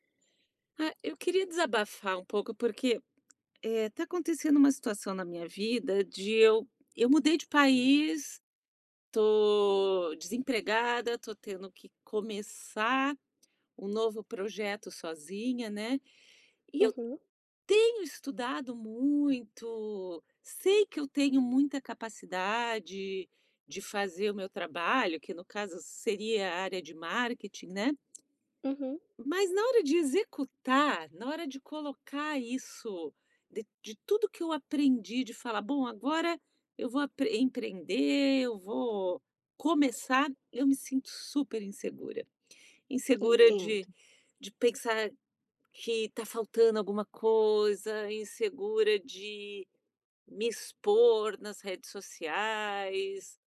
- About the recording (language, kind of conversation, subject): Portuguese, advice, Como posso lidar com a paralisia ao começar um projeto novo?
- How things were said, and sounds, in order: other background noise; tapping